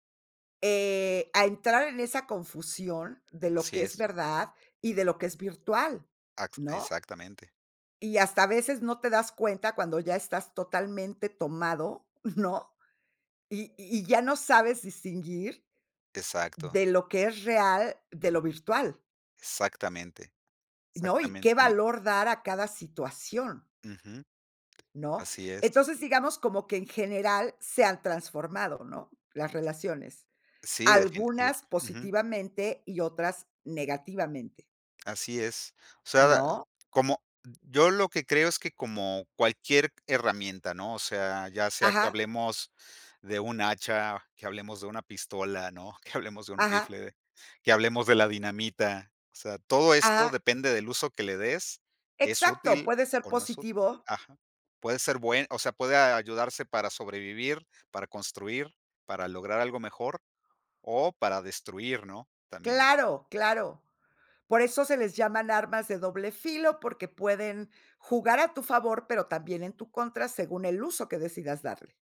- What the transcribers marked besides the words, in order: chuckle; laughing while speaking: "Que"
- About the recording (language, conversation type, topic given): Spanish, podcast, ¿Cómo cambian las redes sociales nuestra forma de relacionarnos?